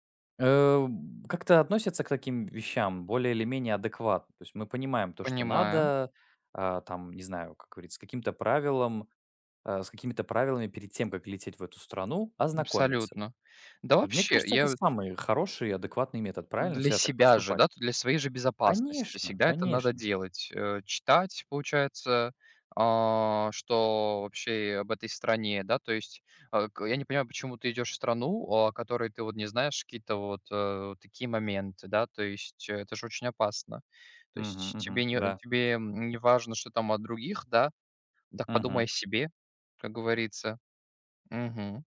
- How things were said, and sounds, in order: other background noise
- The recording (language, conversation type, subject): Russian, unstructured, Почему люди во время путешествий часто пренебрегают местными обычаями?